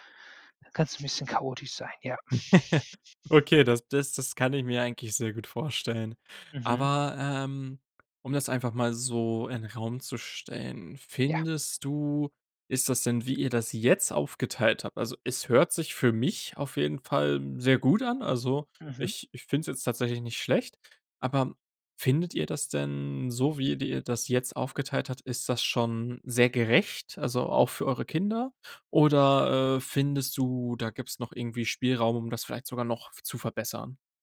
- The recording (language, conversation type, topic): German, podcast, Wie teilt ihr Elternzeit und Arbeit gerecht auf?
- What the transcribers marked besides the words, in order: chuckle